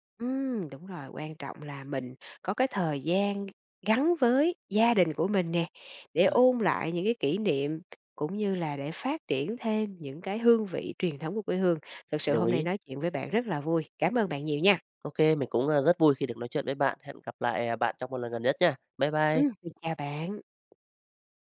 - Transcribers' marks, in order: tapping
- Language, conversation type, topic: Vietnamese, podcast, Bạn nhớ kỷ niệm nào gắn liền với một món ăn trong ký ức của mình?